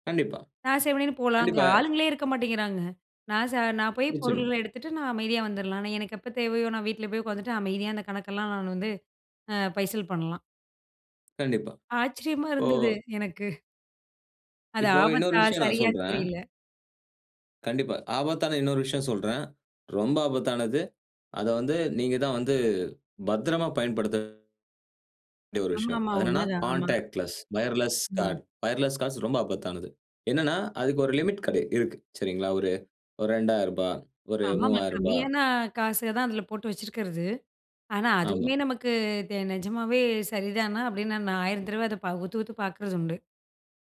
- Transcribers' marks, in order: other noise; other background noise; unintelligible speech; unintelligible speech; in English: "கான்டாக்ட்லெஸ் வயர்லெஸ் கார்ட் வயர்லெஸ் காஸ்"
- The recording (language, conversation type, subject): Tamil, podcast, பணமில்லா பரிவர்த்தனைகள் வாழ்க்கையை எப்படித் மாற்றியுள்ளன?